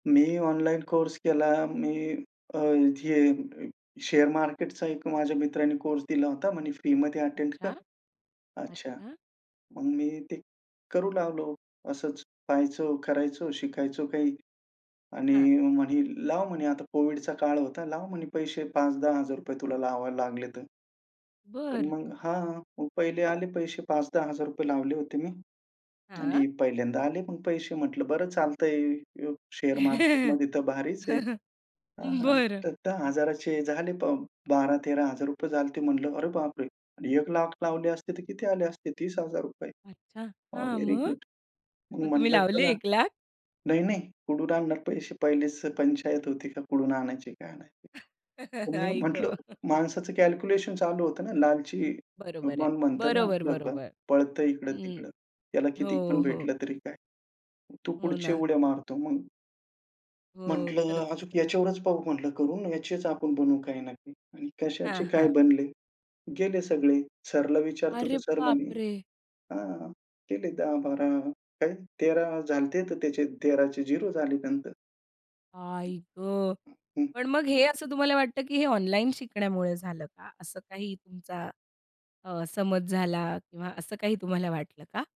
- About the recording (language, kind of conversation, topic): Marathi, podcast, ऑनलाइन शिक्षणाने तुमचा शिकण्याचा दृष्टिकोन कसा बदलला?
- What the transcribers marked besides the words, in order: in English: "अटेंड"; tapping; unintelligible speech; laugh; laughing while speaking: "आई ग"; other background noise; surprised: "अरे बाप रे!"